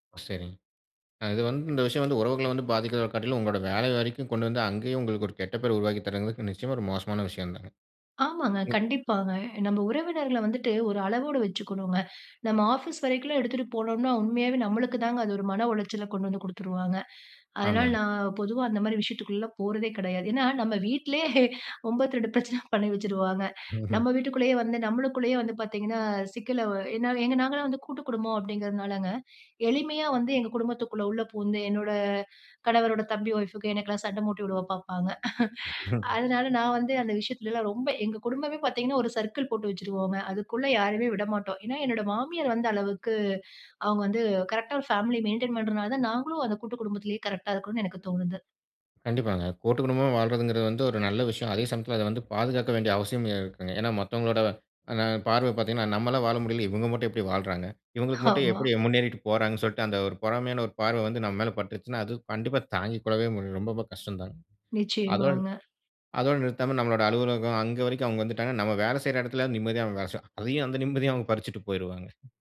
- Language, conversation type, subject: Tamil, podcast, மாறுதல் ஏற்பட்டபோது உங்கள் உறவுகள் எவ்வாறு பாதிக்கப்பட்டன?
- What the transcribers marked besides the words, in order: laughing while speaking: "நம்ம வீட்டிலயே ஹே ஒம்பத்தி ரெண்டு"; chuckle; in English: "சர்க்கிள்"; in English: "மெயின்டெயின்"; other noise; other background noise